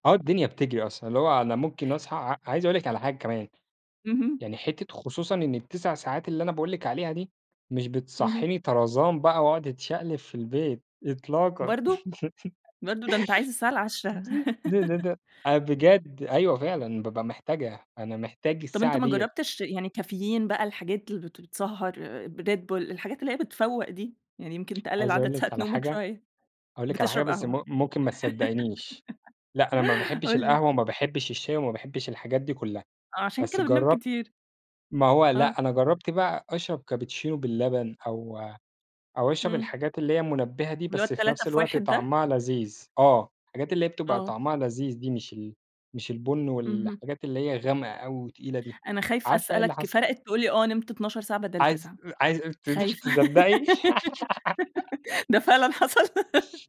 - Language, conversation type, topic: Arabic, podcast, لو ادّوك ساعة زيادة كل يوم، هتستغلّها إزاي؟
- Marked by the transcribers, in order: laughing while speaking: "إطلاقًا"; laugh; tapping; laughing while speaking: "ساعات نومك شوية"; horn; laugh; laughing while speaking: "قُل لي"; in English: "كابتشينو"; laughing while speaking: "عايز ت تصدّقي"; laughing while speaking: "خايفة. ده فعلًا حصل؟!"; laugh; other noise; laugh